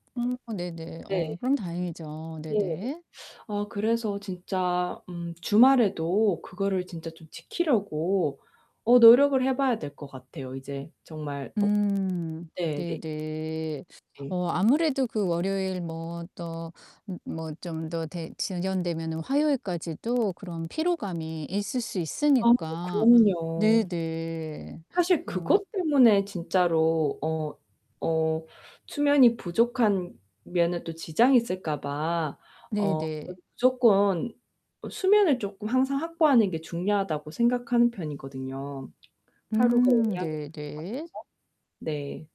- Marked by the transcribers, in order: distorted speech; static; teeth sucking; tapping; unintelligible speech
- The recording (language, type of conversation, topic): Korean, advice, 주말에 늦잠을 잔 뒤 월요일에 몽롱해지는 이유가 무엇인가요?